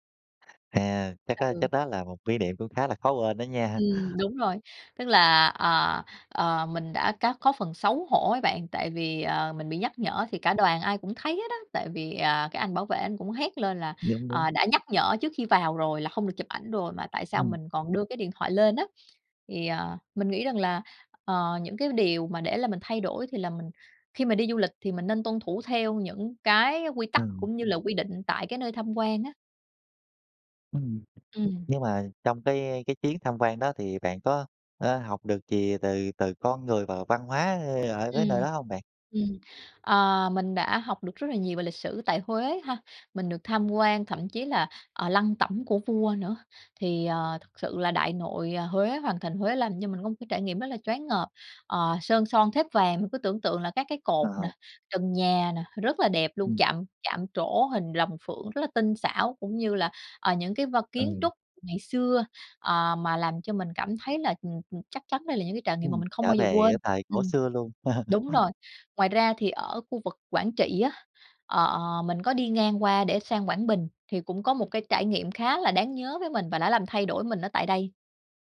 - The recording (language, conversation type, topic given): Vietnamese, podcast, Bạn có thể kể về một chuyến đi đã khiến bạn thay đổi rõ rệt nhất không?
- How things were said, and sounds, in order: tapping; other background noise; laugh